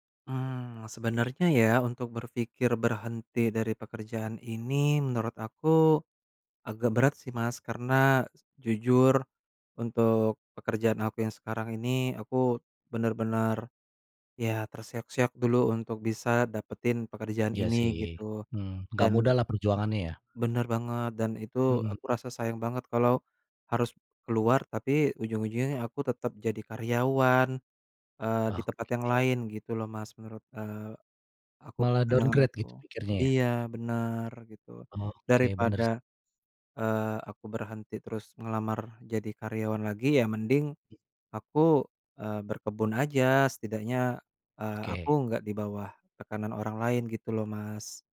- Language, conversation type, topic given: Indonesian, advice, Apakah saya sebaiknya pensiun dini atau tetap bekerja lebih lama?
- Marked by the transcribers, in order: other background noise; in English: "downgrade"